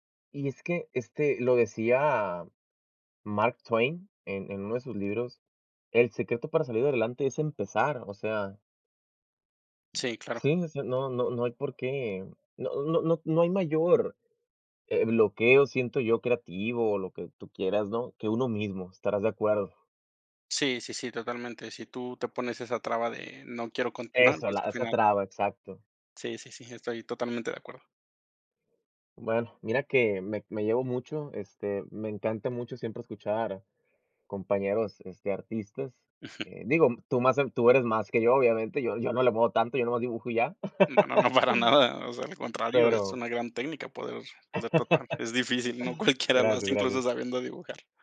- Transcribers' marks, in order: laugh; laughing while speaking: "no cualquiera"
- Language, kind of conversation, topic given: Spanish, podcast, ¿Qué consejo le darías a alguien que está empezando?